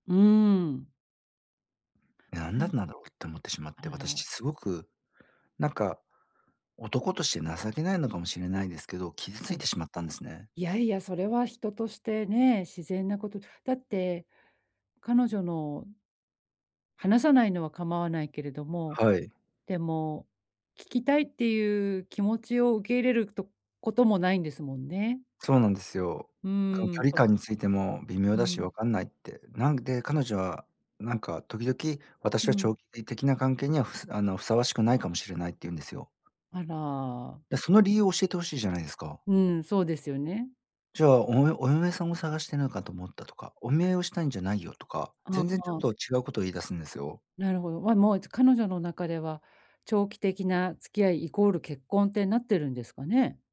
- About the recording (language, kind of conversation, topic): Japanese, advice, 引っ越しで生じた別れの寂しさを、どう受け止めて整理すればいいですか？
- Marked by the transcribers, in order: "長期的" said as "長期て的"; other background noise